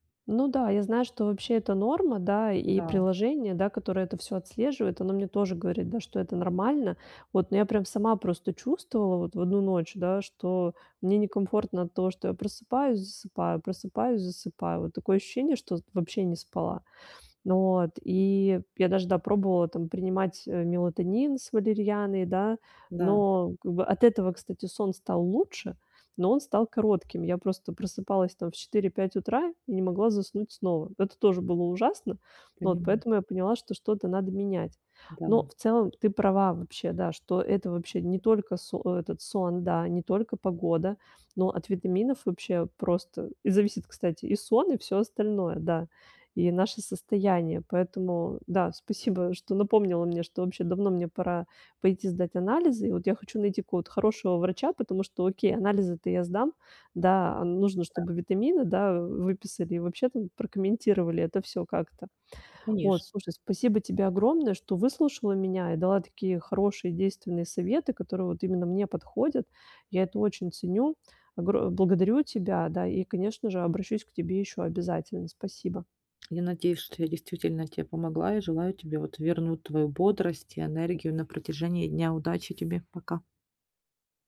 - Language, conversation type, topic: Russian, advice, Как мне лучше сохранять концентрацию и бодрость в течение дня?
- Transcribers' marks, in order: tapping